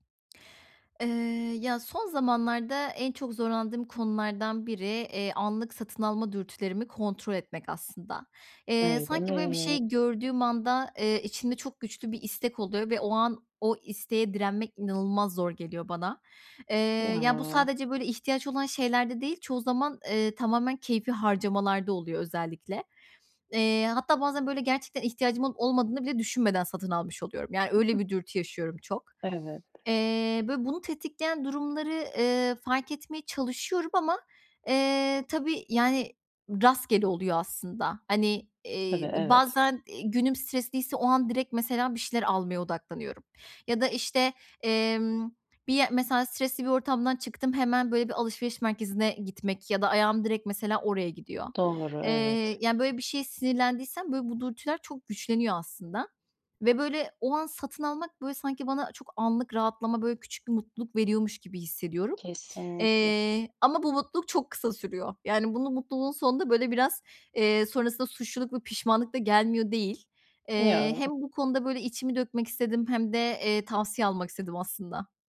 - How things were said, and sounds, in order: tapping; drawn out: "mi?"; other background noise; chuckle
- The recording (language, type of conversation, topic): Turkish, advice, Anlık satın alma dürtülerimi nasıl daha iyi kontrol edip tasarruf edebilirim?